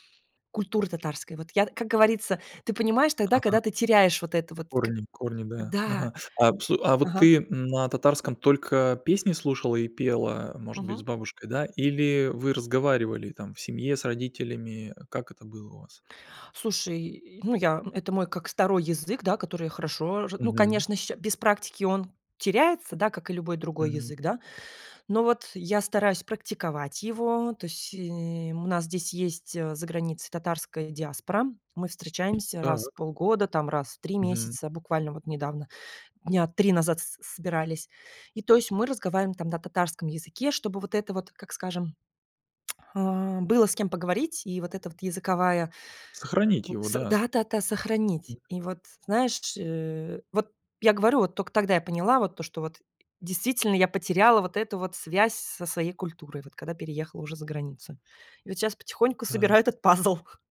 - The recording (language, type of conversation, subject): Russian, podcast, Какая песня у тебя ассоциируется с городом, в котором ты вырос(ла)?
- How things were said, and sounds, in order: other background noise; tapping; tongue click; joyful: "пазл"